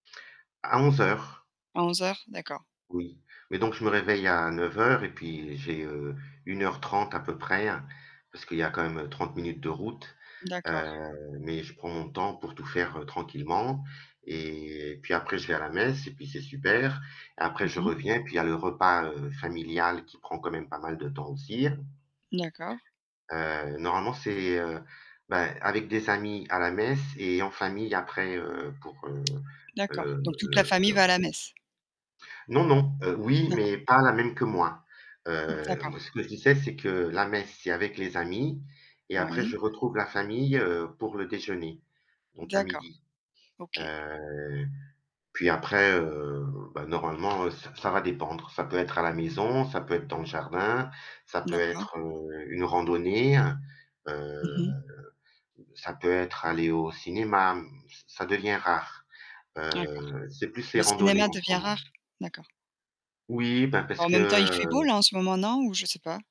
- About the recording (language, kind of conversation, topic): French, unstructured, Quelle est ta façon préférée de passer un dimanche ?
- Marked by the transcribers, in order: other background noise; tapping; distorted speech; drawn out: "Heu"